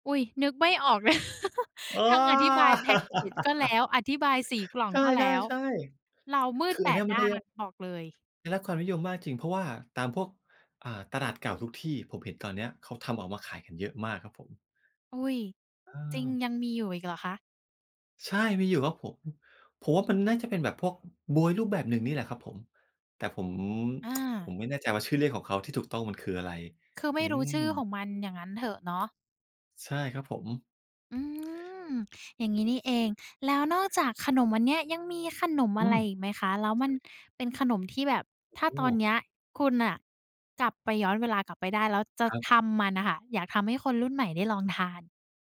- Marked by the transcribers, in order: laughing while speaking: "เลย"; laugh; other background noise; tapping; tsk
- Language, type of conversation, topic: Thai, podcast, ขนมแบบไหนที่พอได้กลิ่นหรือได้ชิมแล้วทำให้คุณนึกถึงตอนเป็นเด็ก?